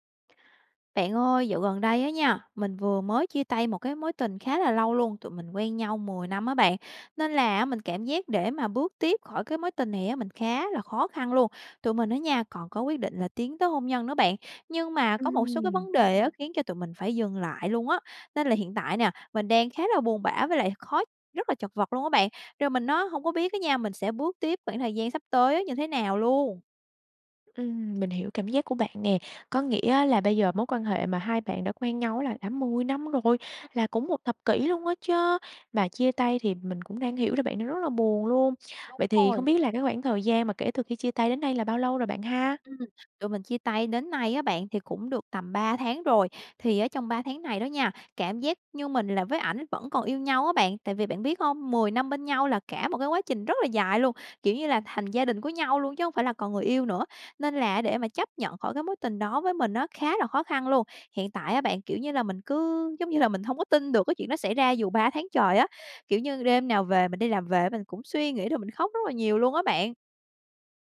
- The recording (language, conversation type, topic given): Vietnamese, advice, Làm sao để vượt qua cảm giác chật vật sau chia tay và sẵn sàng bước tiếp?
- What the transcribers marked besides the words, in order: tapping